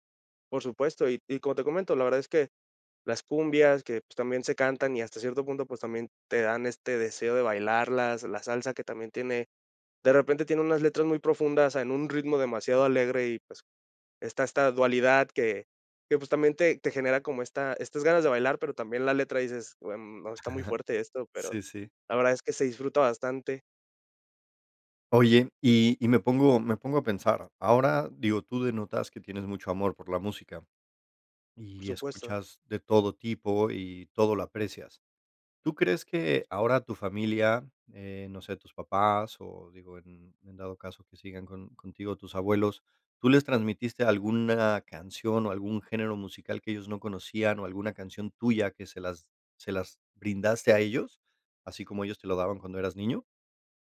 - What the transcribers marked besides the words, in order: none
- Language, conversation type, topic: Spanish, podcast, ¿Cómo influyó tu familia en tus gustos musicales?